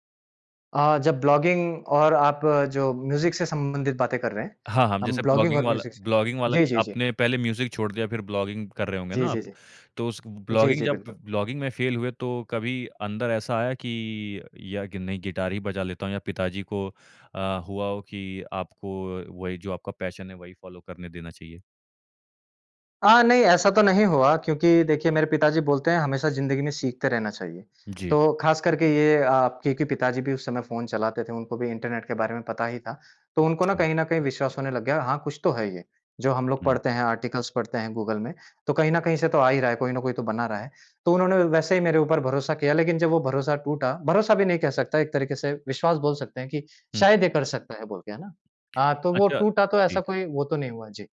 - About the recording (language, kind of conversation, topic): Hindi, podcast, तुम्हारे घरवालों ने तुम्हारी नाकामी पर कैसी प्रतिक्रिया दी थी?
- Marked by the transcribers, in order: in English: "ब्लॉगिंग"; in English: "म्यूज़िक"; in English: "ब्लॉगिंग"; in English: "ब्लॉगिंग"; in English: "ब्लॉगिंग"; in English: "म्यूज़िक"; in English: "ब्लॉगिंग"; in English: "ब्लॉगिंग"; in English: "ब्लॉगिंग"; in English: "फेल"; in English: "गिटार"; in English: "पैशन"; in English: "फ़ॉलो"; in English: "आर्टिकल्स"; lip smack